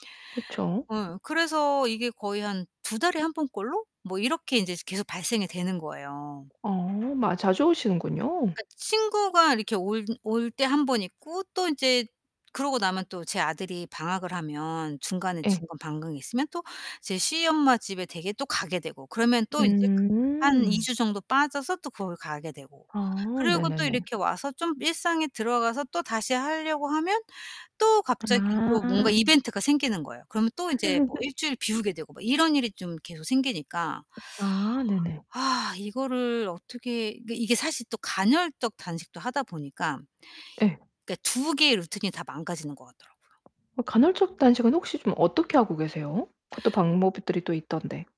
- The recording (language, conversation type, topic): Korean, advice, 예상치 못한 상황이 생겨도 일상 습관을 어떻게 꾸준히 유지할 수 있을까요?
- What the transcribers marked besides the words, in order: other background noise; distorted speech; "방학" said as "방강"; laugh; "간헐적" said as "간혈적"